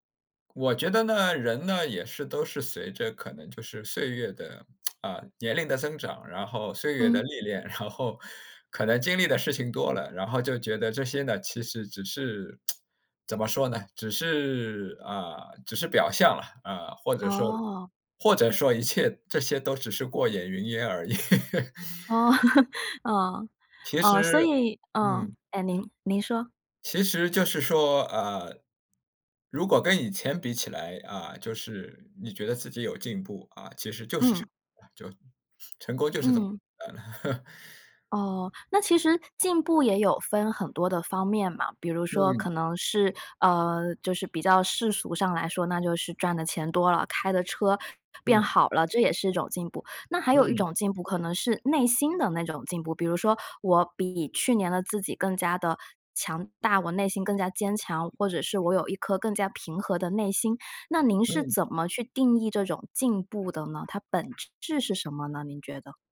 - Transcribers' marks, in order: tsk; laughing while speaking: "历练"; tsk; laugh; chuckle; laugh
- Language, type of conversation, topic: Chinese, podcast, 你能跟我们说说如何重新定义成功吗？